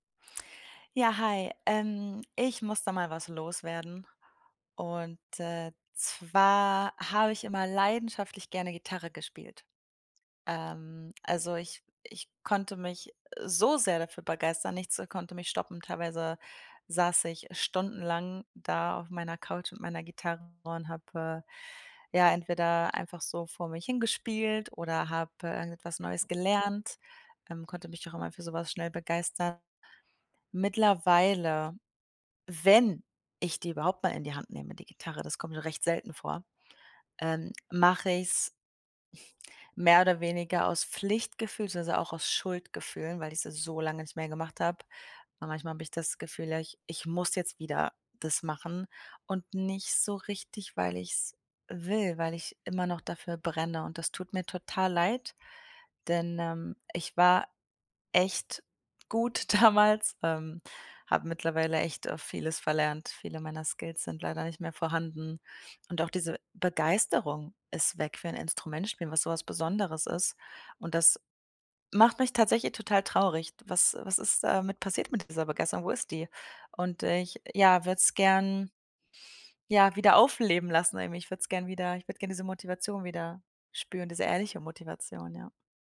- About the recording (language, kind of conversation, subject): German, advice, Wie kann ich mein Pflichtgefühl in echte innere Begeisterung verwandeln?
- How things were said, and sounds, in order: stressed: "so"; tapping; stressed: "wenn"; snort; laughing while speaking: "damals"; other background noise